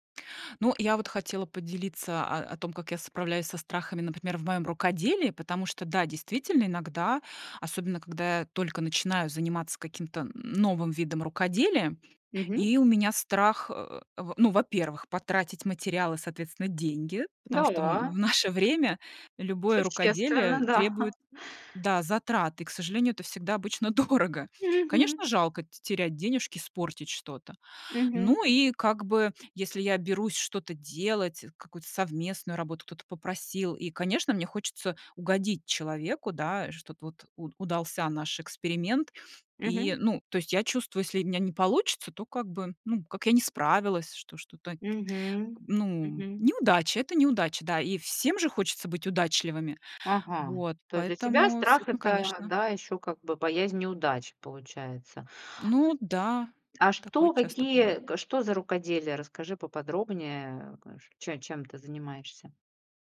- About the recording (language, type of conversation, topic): Russian, podcast, Как ты преодолеваешь страх перед провалом в экспериментах?
- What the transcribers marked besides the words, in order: laughing while speaking: "дорого"; other background noise